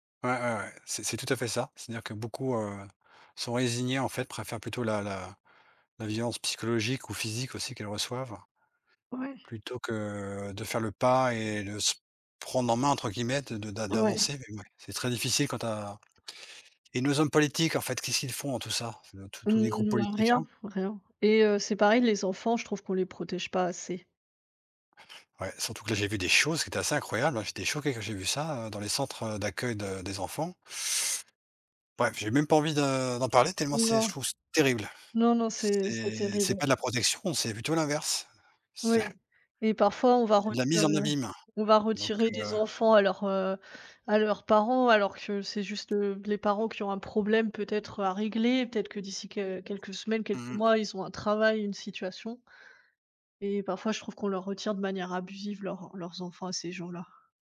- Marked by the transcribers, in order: stressed: "choses"; stressed: "terrible"
- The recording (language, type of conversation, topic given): French, unstructured, Quel est ton avis sur la manière dont les sans-abri sont traités ?